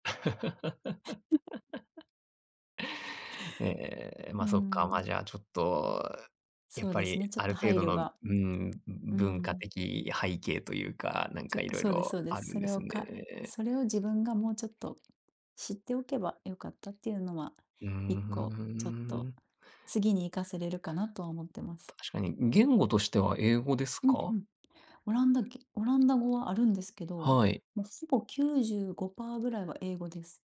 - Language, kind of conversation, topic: Japanese, podcast, 新しい町で友達を作るには、まず何をすればいいですか？
- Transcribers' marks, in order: chuckle; tapping; other background noise